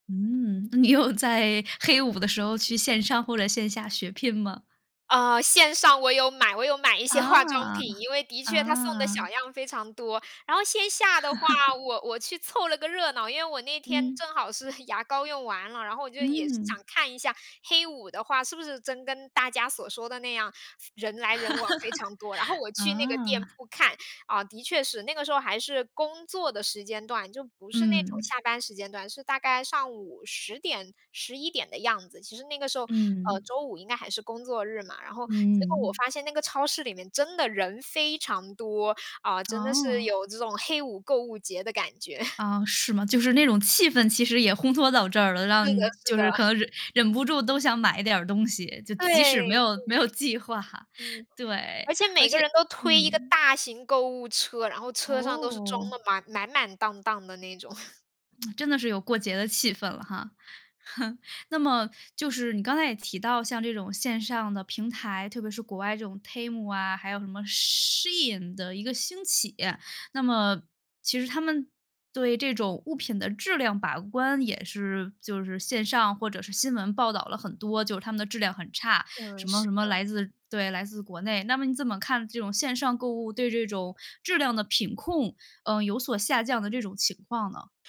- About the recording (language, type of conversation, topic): Chinese, podcast, 你怎么看线上购物改变消费习惯？
- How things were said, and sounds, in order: laughing while speaking: "你有在黑五的时候去线上或者线下血拼吗？"; joyful: "线上我有买，我有买一些化妆品"; joyful: "啊，啊"; laugh; laughing while speaking: "是牙膏"; laugh; stressed: "非常"; lip smack; laughing while speaking: "感觉"; joyful: "烘托到这儿了，浪 就是可能忍 忍不住都想买一点儿东西"; joyful: "是的，是的"; "让" said as "浪"; stressed: "对"; laughing while speaking: "没有 没有计划"; other background noise; laugh; lip smack; laugh